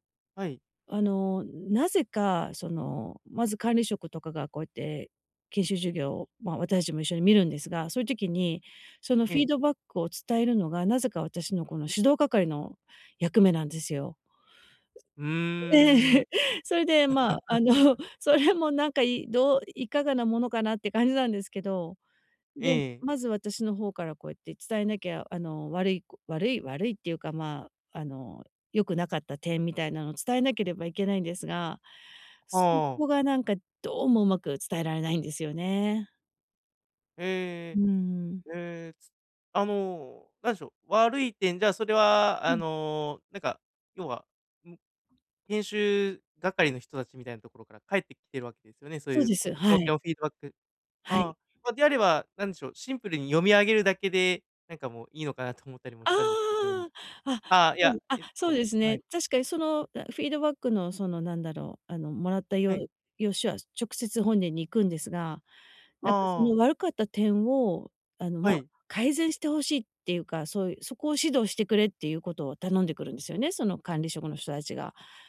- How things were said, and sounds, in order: groan; "私達" said as "わたいち"; other noise; laughing while speaking: "ええ"; chuckle; other background noise; tapping
- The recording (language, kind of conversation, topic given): Japanese, advice, 相手を傷つけずに建設的なフィードバックを伝えるにはどうすればよいですか？